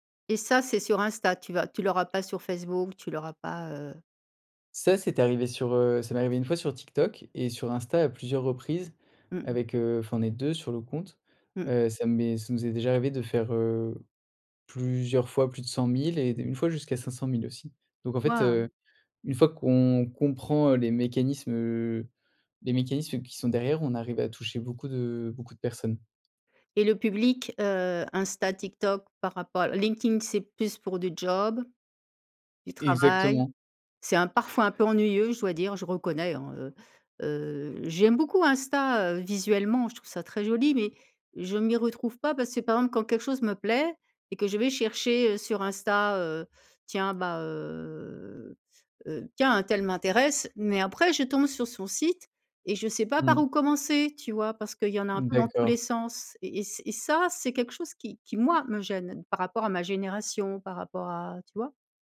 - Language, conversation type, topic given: French, podcast, Qu’est-ce qui, selon toi, fait un bon storytelling sur les réseaux sociaux ?
- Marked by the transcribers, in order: drawn out: "heu"; stressed: "moi"